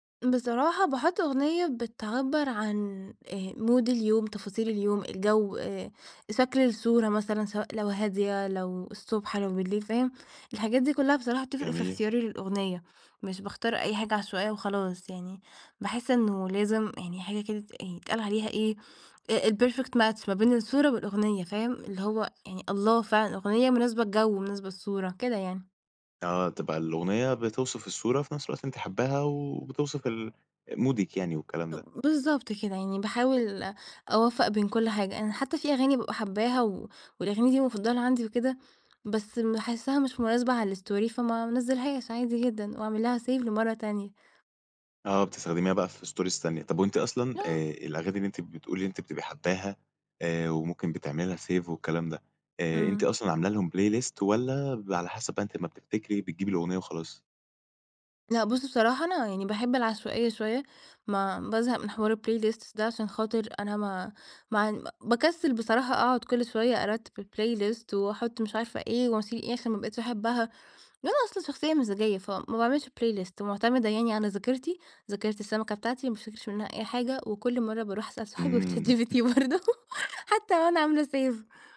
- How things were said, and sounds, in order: in English: "mood"; in English: "الPerfect match"; in English: "مودك"; in English: "الStory"; in English: "Save"; in English: "Stories"; unintelligible speech; in English: "Save"; in English: "playlist"; in English: "الplaylists"; in English: "الplaylist"; in English: "playlist"; chuckle; laughing while speaking: "وChatGPT برضه"; in English: "Save"
- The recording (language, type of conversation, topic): Arabic, podcast, أنهي أغنية بتحسّ إنها بتعبّر عنك أكتر؟